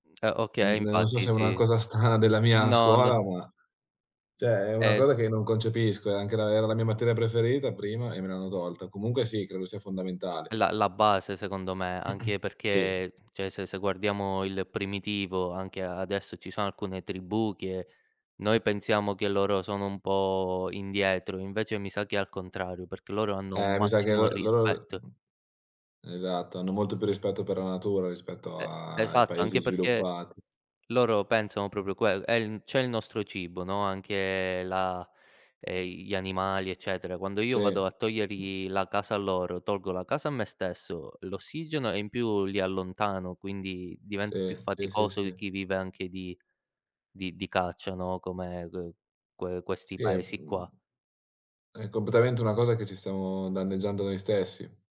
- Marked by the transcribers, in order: tapping; throat clearing; drawn out: "a"; other background noise
- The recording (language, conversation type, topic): Italian, unstructured, Cosa pensi della perdita delle foreste nel mondo?
- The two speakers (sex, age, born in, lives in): male, 20-24, Italy, Italy; male, 25-29, Italy, Italy